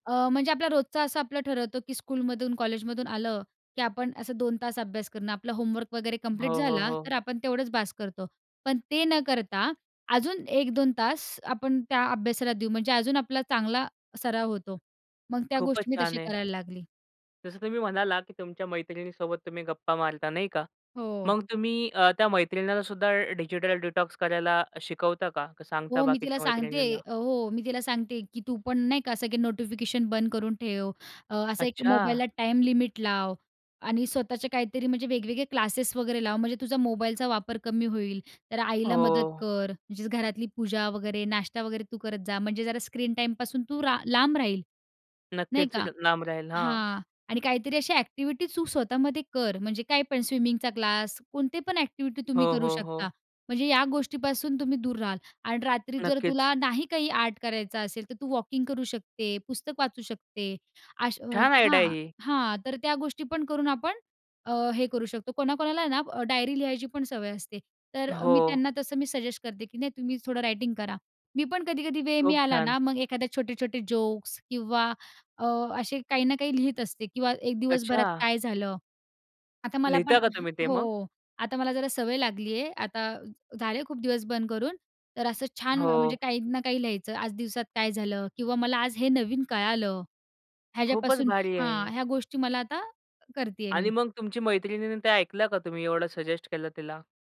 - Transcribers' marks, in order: in English: "स्कूलमधून"; in English: "होमवर्क"; in English: "कम्प्लीट"; in English: "डिजिटल डिटॉक्स"; in English: "टाईम लिमिट"; in English: "स्क्रीन टाईमपासून"; in English: "स्विमिंगचा क्लास"; in English: "आर्ट"; in English: "आयडिया"; in English: "सजेस्ट"; in English: "रायटिंग"; in English: "सजेस्ट"
- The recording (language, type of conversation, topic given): Marathi, podcast, तुम्ही इलेक्ट्रॉनिक साधनांपासून विराम कधी आणि कसा घेता?